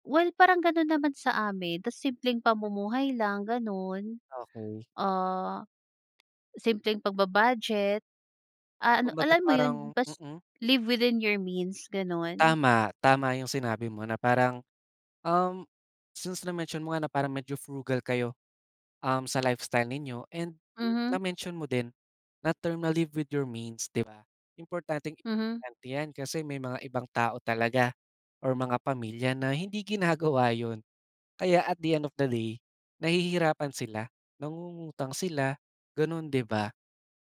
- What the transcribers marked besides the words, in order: in English: "live within your means"; in English: "live with your means"
- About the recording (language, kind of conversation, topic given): Filipino, podcast, Paano ka nagpapasya kung paano gagamitin ang pera mo at kung magkano ang ilalaan sa mga gastusin?